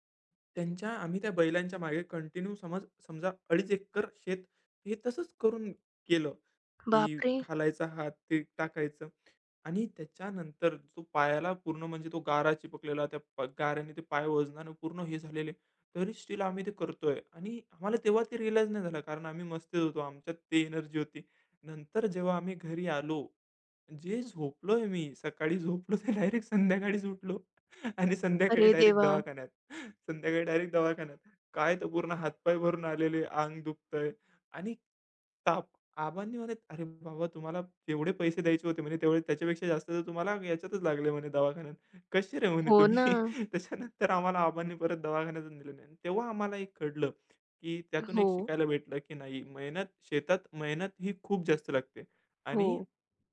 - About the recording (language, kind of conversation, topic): Marathi, podcast, शेतात काम करताना तुला सर्वात महत्त्वाचा धडा काय शिकायला मिळाला?
- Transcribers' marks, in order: in English: "कंटिन्यू"; other background noise; surprised: "बाप रे!"; tapping; in English: "स्टिल"; laughing while speaking: "सकाळी झोपलो ते डायरेक्ट संध्याकाळीचं उठलो आणि संध्याकाळी डायरेक्ट दवाखान्यात. संध्याकाळी डायरेक्ट"; chuckle